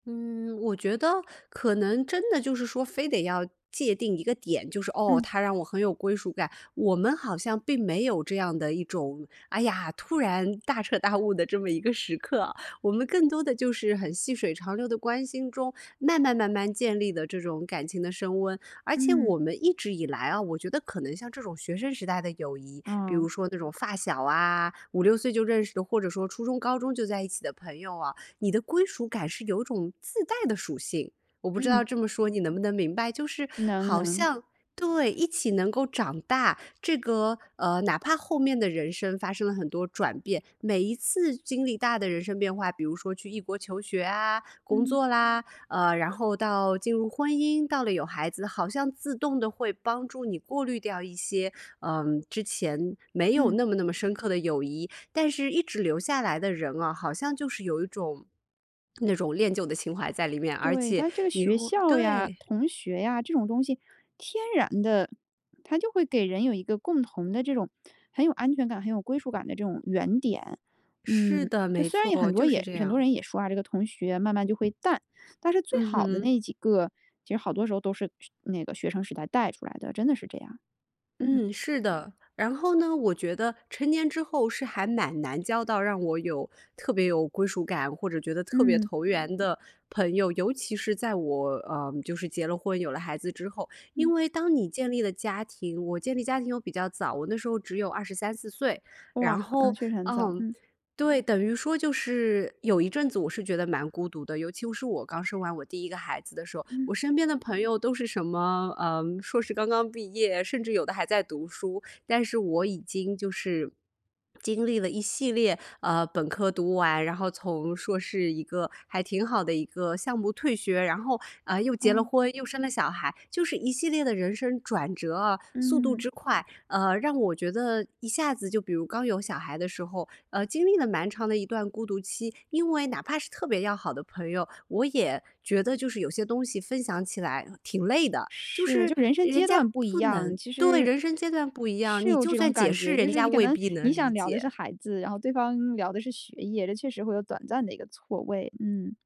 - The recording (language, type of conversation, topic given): Chinese, podcast, 你认为什么样的朋友会让你有归属感?
- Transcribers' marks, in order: other background noise